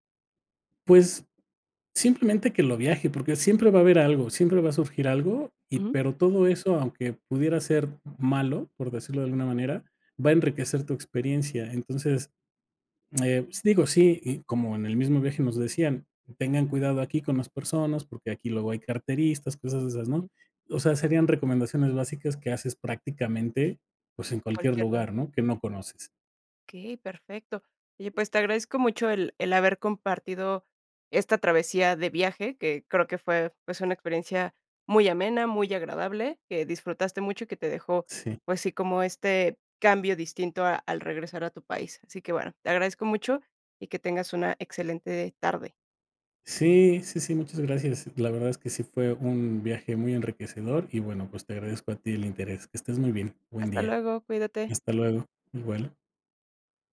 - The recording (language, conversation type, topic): Spanish, podcast, ¿Qué viaje te cambió la vida y por qué?
- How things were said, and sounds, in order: tapping; other background noise